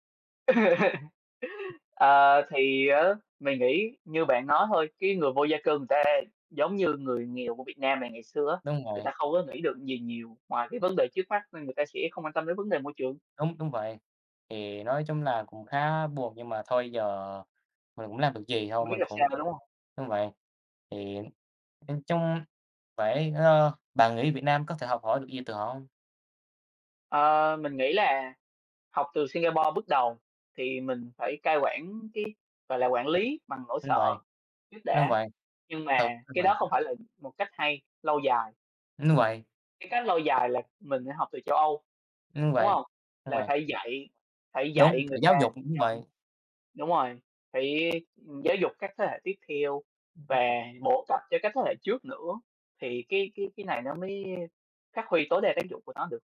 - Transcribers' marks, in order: laugh; tapping; other background noise
- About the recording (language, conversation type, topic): Vietnamese, unstructured, Chính phủ cần làm gì để bảo vệ môi trường hiệu quả hơn?